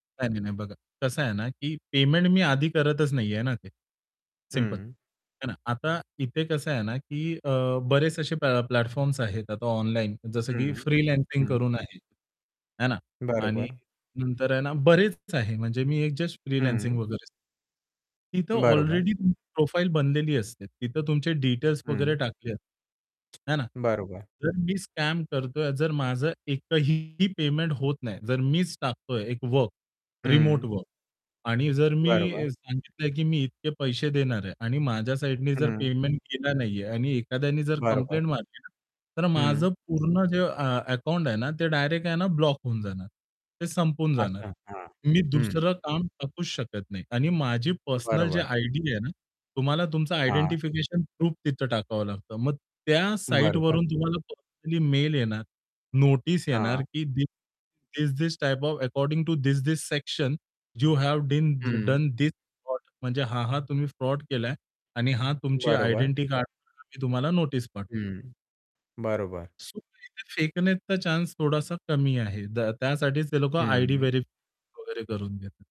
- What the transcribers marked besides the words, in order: in English: "प्लॅटफॉर्म्स"; in English: "फ्रीलान्सिंग"; other background noise; in English: "फ्रीलान्सिंग"; distorted speech; in English: "प्रोफाइल"; tapping; in English: "स्कॅम"; static; in English: "प्रूफ"; in English: "नोटीस"; in English: "दिस-दिस टाईप ऑफ, अकॉर्डिंग टू … द दिस फ्रॉड"; in English: "नोटीस"
- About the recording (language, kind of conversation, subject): Marathi, podcast, दूरस्थ कामात मार्गदर्शन अधिक प्रभावी कसे करता येईल?